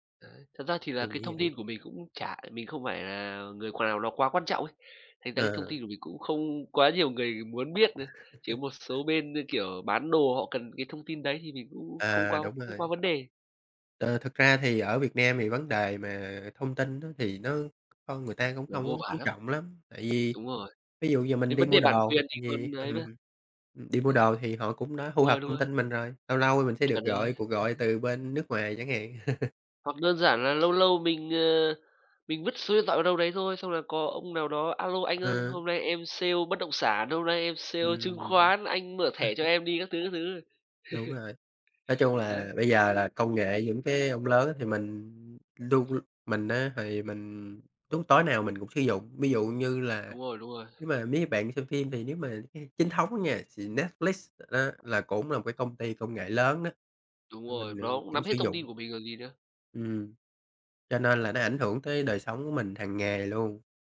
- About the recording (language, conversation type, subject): Vietnamese, unstructured, Các công ty công nghệ có đang nắm quá nhiều quyền lực trong đời sống hằng ngày không?
- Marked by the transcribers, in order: other background noise; laugh; tapping; laugh; laugh; laugh